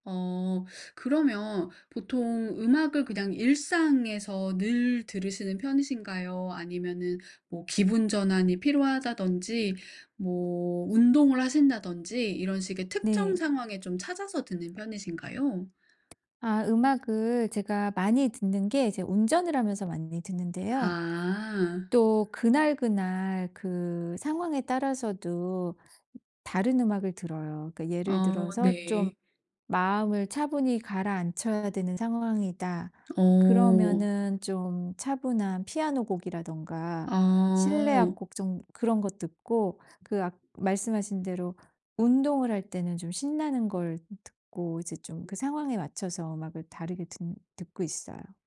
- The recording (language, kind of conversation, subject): Korean, podcast, 음악으로 기분 전환이 필요할 때 보통 어떻게 하시나요?
- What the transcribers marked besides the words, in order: tapping; other background noise